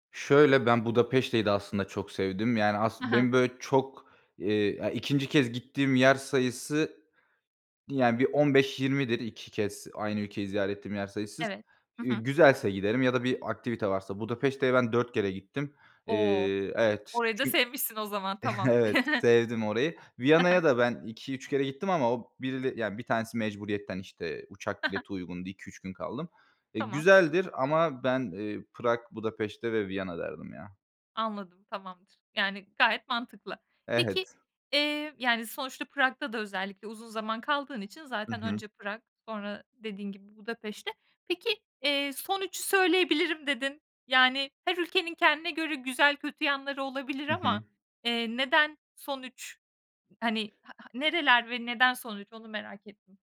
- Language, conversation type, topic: Turkish, podcast, Seyahat planı yaparken ilk olarak neye karar verirsin?
- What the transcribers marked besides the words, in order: drawn out: "O"; laughing while speaking: "Evet"; chuckle